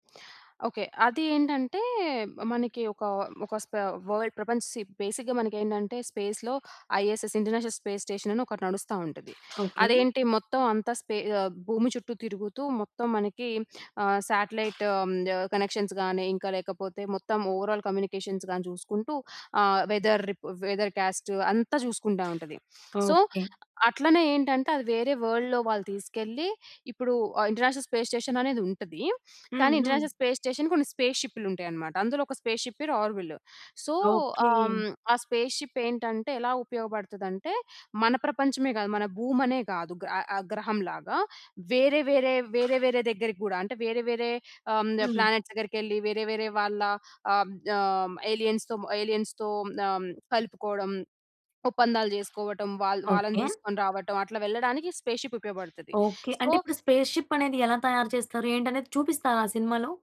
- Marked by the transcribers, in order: in English: "స్ప వర్ల్డ్"; in English: "షిప్ బేసిక్‌గా"; in English: "స్పేస్‌లో ఐఎస్ఎస్ ఇంటర్నేషనల్ స్పేస్ స్టేషన్"; other background noise; in English: "స్పే"; in English: "సాటిలైట్"; in English: "కనెక్షన్స్"; in English: "ఓవరాల్ కమ్యూనికేషన్స్"; in English: "వెదర్ రిపో వెదర్ కాస్ట్"; sniff; in English: "సో"; in English: "వేరే వర్ల్డ్‌లో"; in English: "ఇంటర్నేషనల్ స్పేస్ స్టేషన్"; sniff; in English: "ఇంటర్నేషనల్ స్పేస్ స్టేషన్"; in English: "స్పేస్ షిప్‌లు"; in English: "స్పేస్‌షిప్"; in English: "ఆర్విల్. సో"; in English: "స్పేస్‌షిప్"; in English: "ప్లానెట్స్"; in English: "ఏలియన్స్‌తో ఏలియన్స్‌తో"; in English: "స్పేస్‌షిప్"; in English: "సో"; in English: "స్పేస్‌షిప్"
- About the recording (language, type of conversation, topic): Telugu, podcast, కల్పిత ప్రపంచాల్లో మునిగిపోవడం మన నిజజీవితాన్ని చూసే దృక్కోణాన్ని ఎలా మార్చుతుంది?